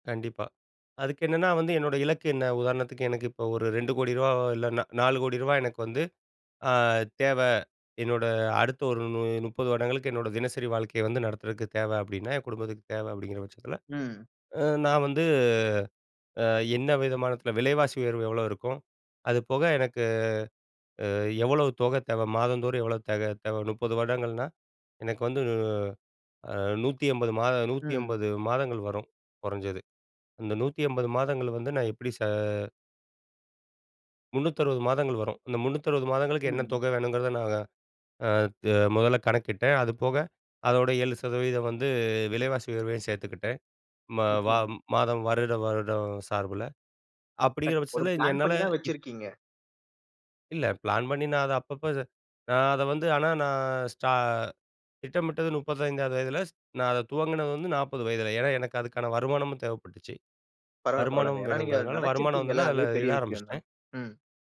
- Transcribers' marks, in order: other background noise
- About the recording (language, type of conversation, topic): Tamil, podcast, உங்கள் உடற்பயிற்சி அட்டவணையை எப்படித் திட்டமிட்டு அமைக்கிறீர்கள்?